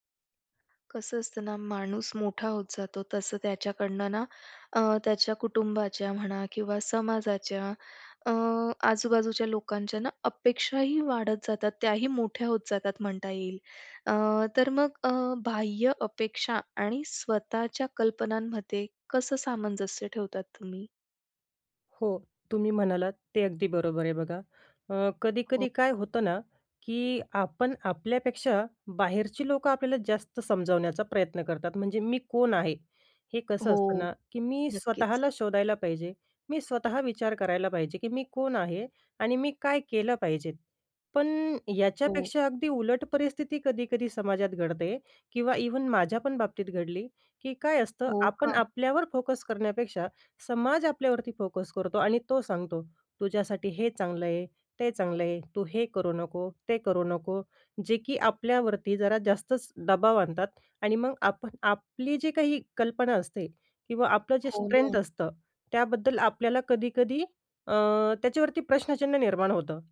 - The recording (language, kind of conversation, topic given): Marathi, podcast, बाह्य अपेक्षा आणि स्वतःच्या कल्पनांमध्ये सामंजस्य कसे साधावे?
- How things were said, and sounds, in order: other background noise; tapping; in English: "इव्हन"; in English: "फोकस"; in English: "फोकस"; in English: "स्ट्रेंथ"